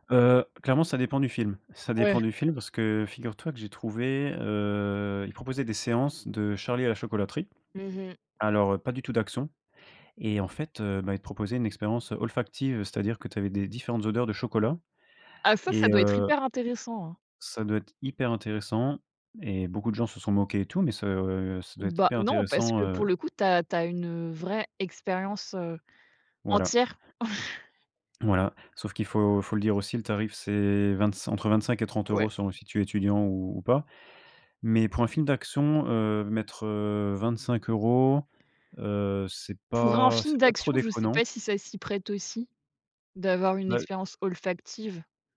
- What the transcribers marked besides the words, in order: tapping; chuckle
- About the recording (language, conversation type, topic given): French, podcast, Tu es plutôt streaming ou cinéma, et pourquoi ?